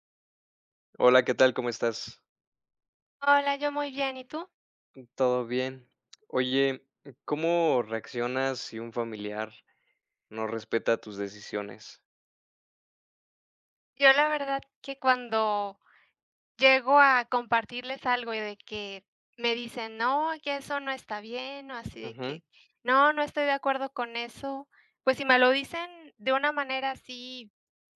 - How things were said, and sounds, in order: other background noise
- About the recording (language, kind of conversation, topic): Spanish, unstructured, ¿Cómo reaccionas si un familiar no respeta tus decisiones?